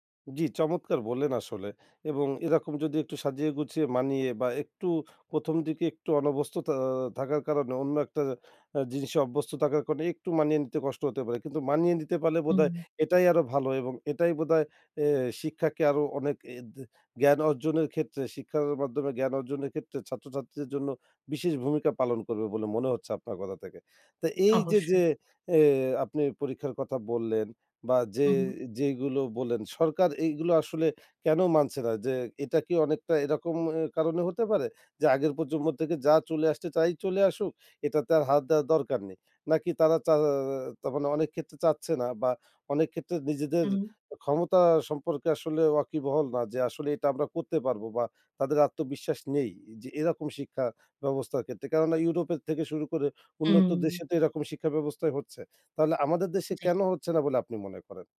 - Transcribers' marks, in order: "প্রজন্ম" said as "পজম্ম"; other background noise
- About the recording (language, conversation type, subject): Bengali, podcast, পরীক্ষাকেন্দ্রিক শিক্ষা বদলালে কী পরিবর্তন আসবে বলে আপনি মনে করেন?